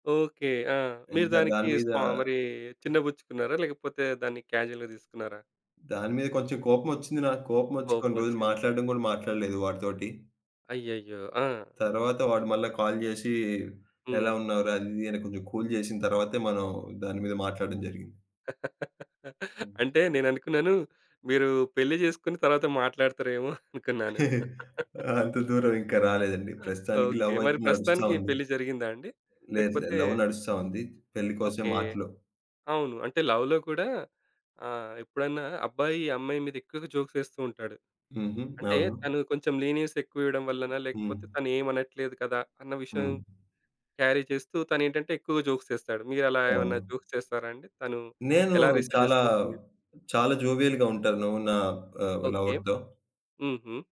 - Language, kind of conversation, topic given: Telugu, podcast, సరదాగా చెప్పిన హాస్యం ఎందుకు తప్పుగా అర్థమై ఎవరికైనా అవమానంగా అనిపించేస్తుంది?
- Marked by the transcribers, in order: in English: "కాజుయల్‌గా"; in English: "కాల్"; in English: "కూల్"; laughing while speaking: "అంటే నేననుకున్నాను మీరు పెళ్ళి చేసుకొని తర్వాత మాట్లాడుతారేమో అనుకున్నాను"; chuckle; in English: "లవ్"; in English: "లవ్"; in English: "లవ్‌లో"; in English: "జోక్స్"; in English: "లీనియన్స్"; in English: "క్యారీ"; in English: "జోక్స్"; in English: "జోక్స్"; other background noise; in English: "రిసీవ్"; in English: "జోవియల్‌గా"; in English: "లవర్‌తో"